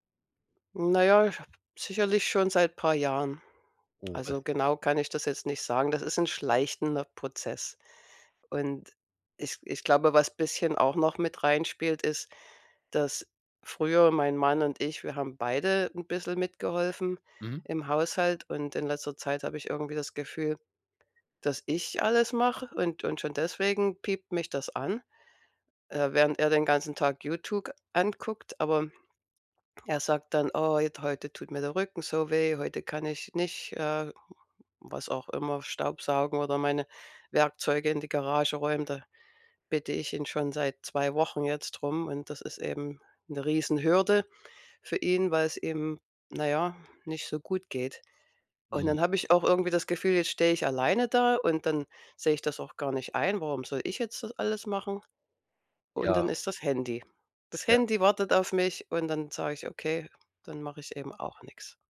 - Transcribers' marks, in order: unintelligible speech; swallow
- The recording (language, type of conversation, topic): German, advice, Wie kann ich wichtige Aufgaben trotz ständiger Ablenkungen erledigen?